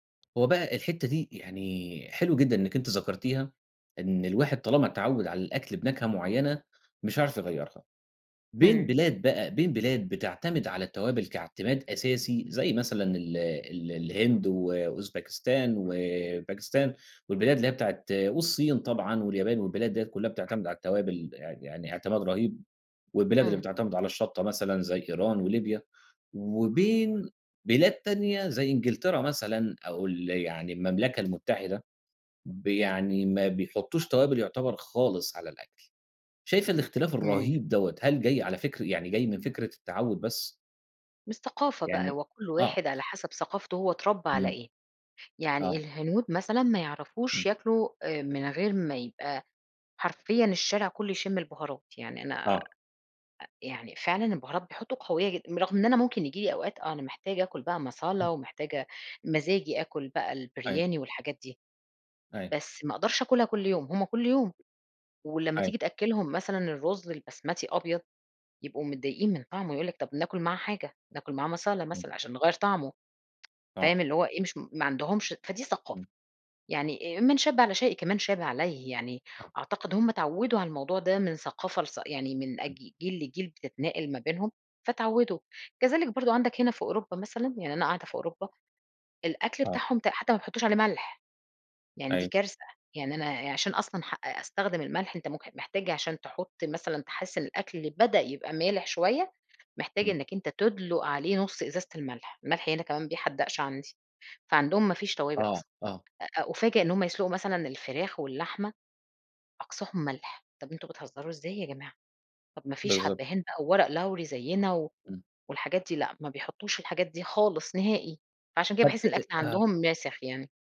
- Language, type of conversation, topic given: Arabic, podcast, إيه أكتر توابل بتغيّر طعم أي أكلة وبتخلّيها أحلى؟
- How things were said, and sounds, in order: in Hindi: "Masala"; unintelligible speech; in Hindi: "Masala"; tsk